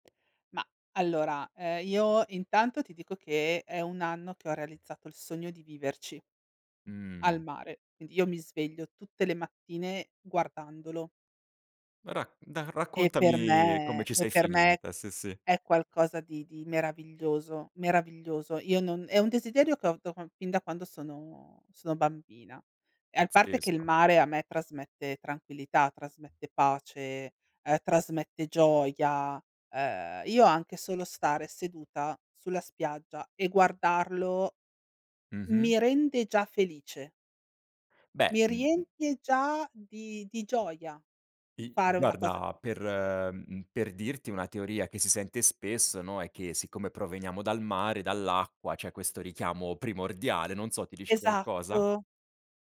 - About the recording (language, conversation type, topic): Italian, podcast, Cosa ti piace di più del mare e perché?
- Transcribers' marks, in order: none